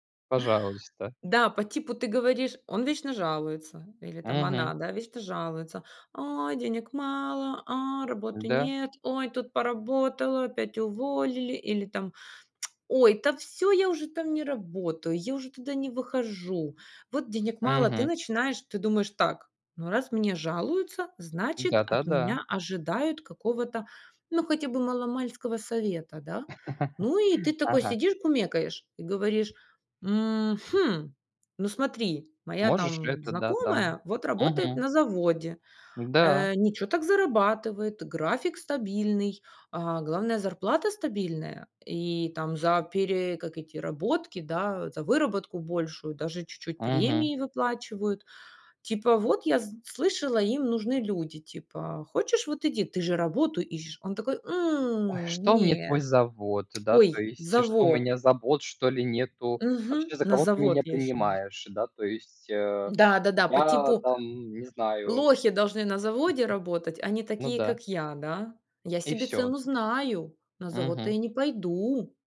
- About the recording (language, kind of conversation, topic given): Russian, unstructured, Что мешает людям менять свою жизнь к лучшему?
- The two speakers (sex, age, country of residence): female, 35-39, United States; male, 20-24, Germany
- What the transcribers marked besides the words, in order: tsk; put-on voice: "Ой, да всё, я уже … туда не выхожу"; chuckle; tapping; drawn out: "знаю"